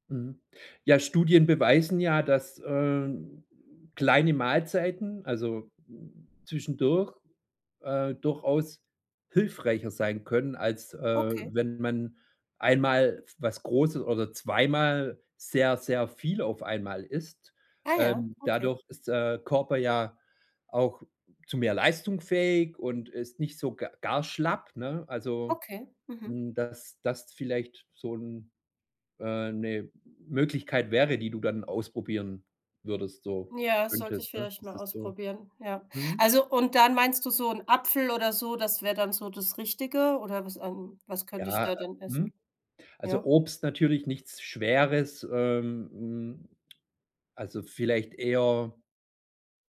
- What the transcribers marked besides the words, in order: none
- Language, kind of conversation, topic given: German, advice, Wie erkenne ich, ob ich emotionalen oder körperlichen Hunger habe?